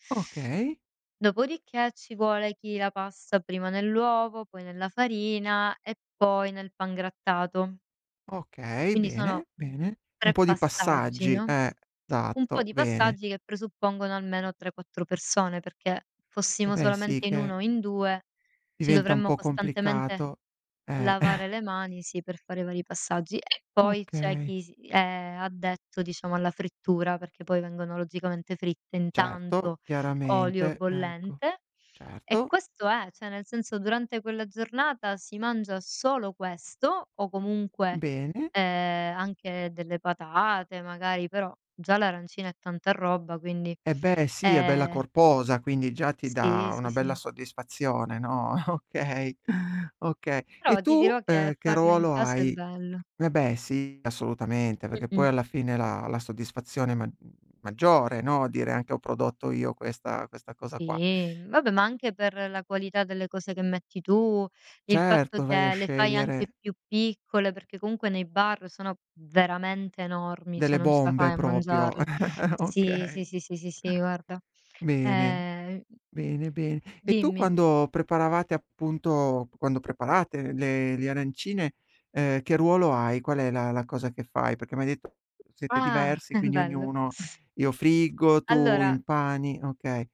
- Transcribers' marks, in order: tapping; other background noise; chuckle; "cioè" said as "ceh"; laughing while speaking: "okay"; "cioè" said as "ceh"; "proprio" said as "propio"; chuckle; laughing while speaking: "Okay"; chuckle
- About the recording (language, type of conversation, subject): Italian, podcast, C’è un piatto di famiglia che ogni anno dovete preparare?